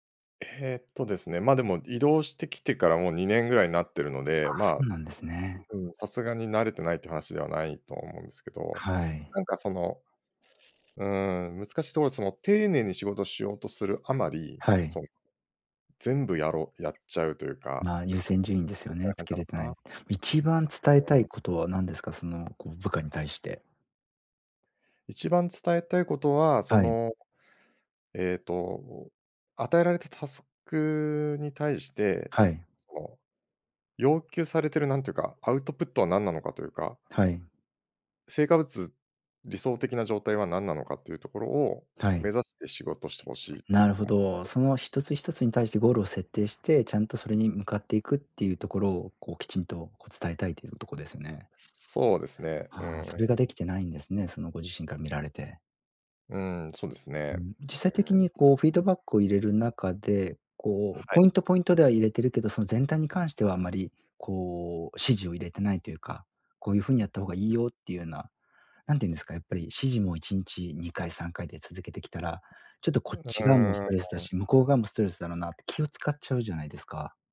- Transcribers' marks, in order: in English: "アウトプット"; swallow; swallow
- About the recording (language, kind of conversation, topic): Japanese, advice, 仕事で同僚に改善点のフィードバックをどのように伝えればよいですか？